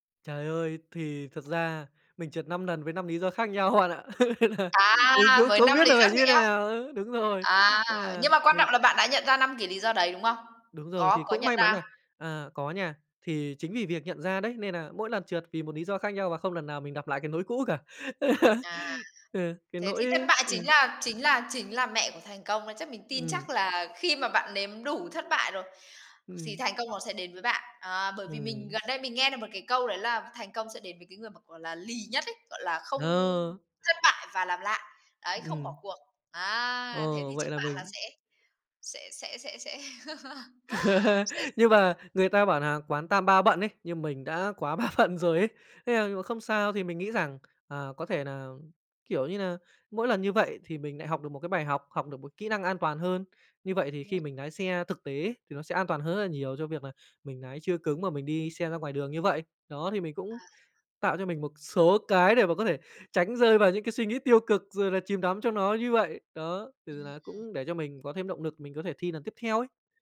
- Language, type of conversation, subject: Vietnamese, podcast, Làm sao để học từ thất bại mà không tự trách bản thân quá nhiều?
- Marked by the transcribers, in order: other background noise; laugh; laughing while speaking: "Nên là mình tũng"; "cũng" said as "tũng"; tapping; laugh; laugh; chuckle; laughing while speaking: "ba bận"